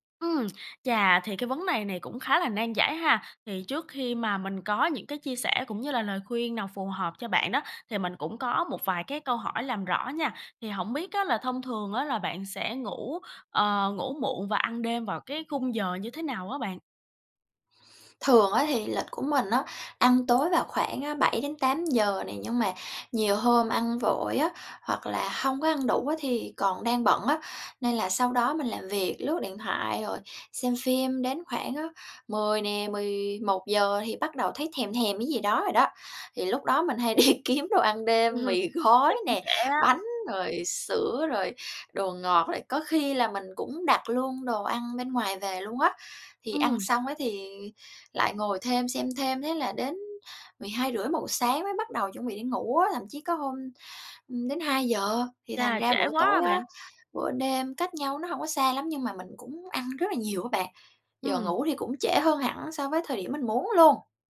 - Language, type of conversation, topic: Vietnamese, advice, Làm sao để kiểm soát thói quen ngủ muộn, ăn đêm và cơn thèm đồ ngọt khó kiềm chế?
- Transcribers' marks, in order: other background noise; tapping; laughing while speaking: "đi"; laughing while speaking: "mì gói nè"